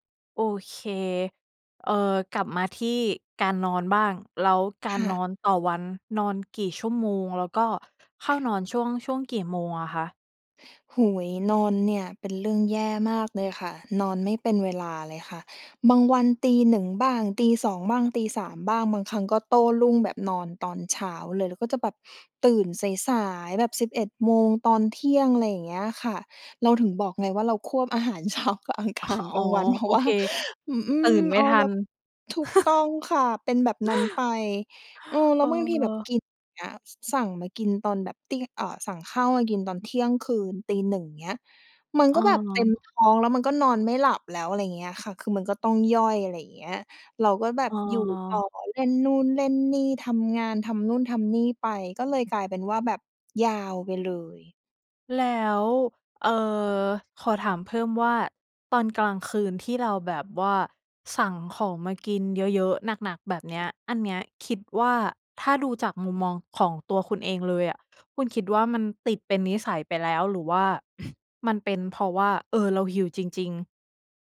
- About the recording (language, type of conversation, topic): Thai, advice, อยากลดน้ำหนักแต่หิวยามดึกและกินจุบจิบบ่อย ควรทำอย่างไร?
- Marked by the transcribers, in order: chuckle; chuckle; other noise